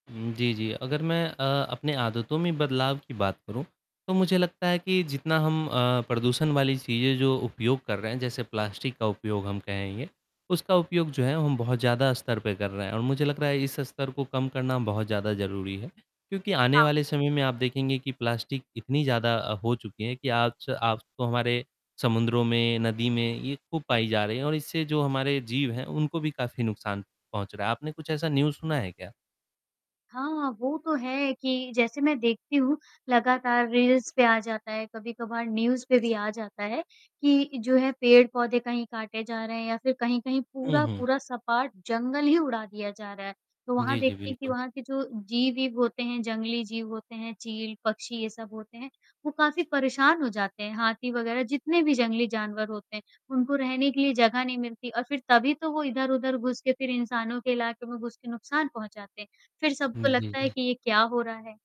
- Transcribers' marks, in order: static; distorted speech; in English: "न्यूज़"; in English: "रील्स"; in English: "न्यूज़"; other background noise
- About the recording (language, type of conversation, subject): Hindi, unstructured, क्या आपको लगता है कि खेती और प्रकृति के बीच संतुलन बनाए रखना ज़रूरी है?